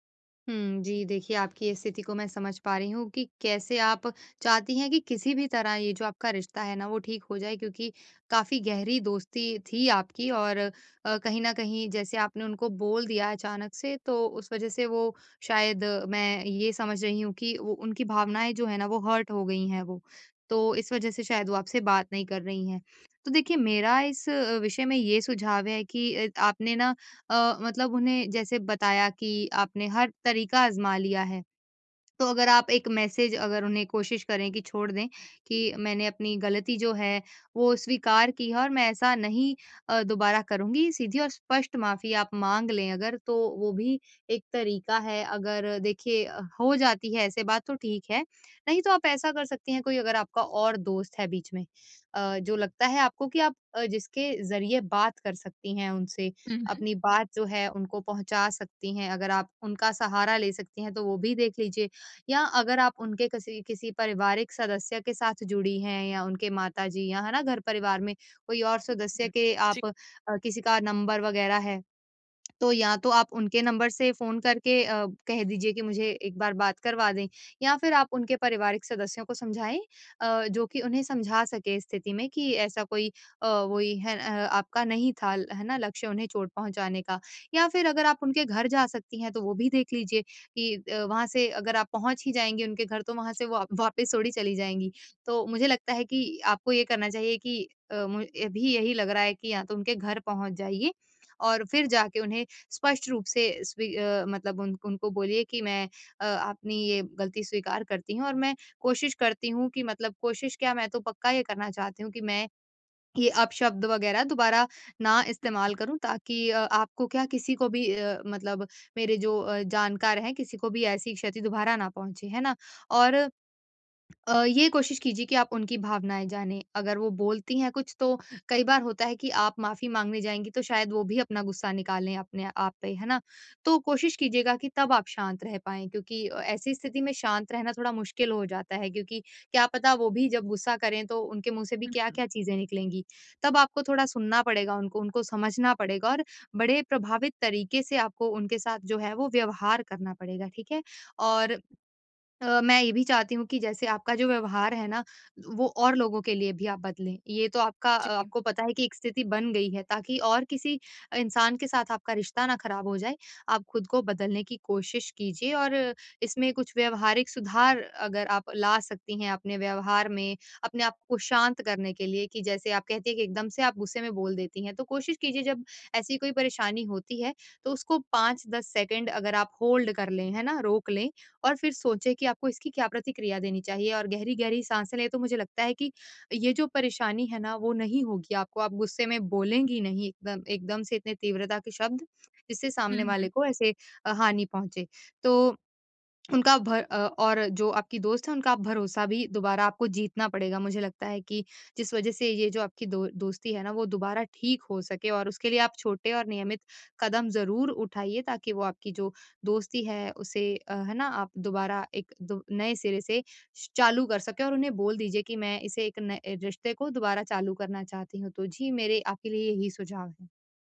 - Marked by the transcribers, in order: in English: "हर्ट"; in English: "मैसेज"; tapping; other noise; in English: "होल्ड"
- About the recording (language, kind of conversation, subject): Hindi, advice, मैं अपनी गलती ईमानदारी से कैसे स्वीकार करूँ और उसे कैसे सुधारूँ?